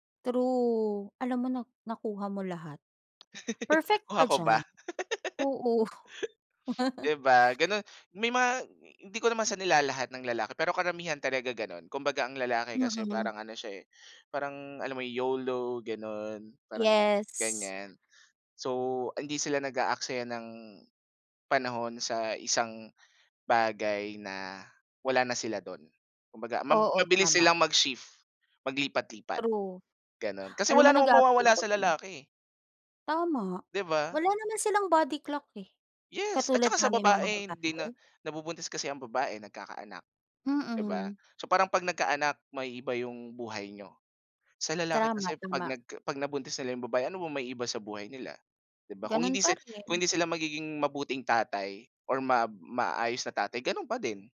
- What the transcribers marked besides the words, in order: laugh; laugh
- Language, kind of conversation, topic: Filipino, podcast, Ano ang pinakamalaking pagbabago na ginawa mo para sundin ang puso mo?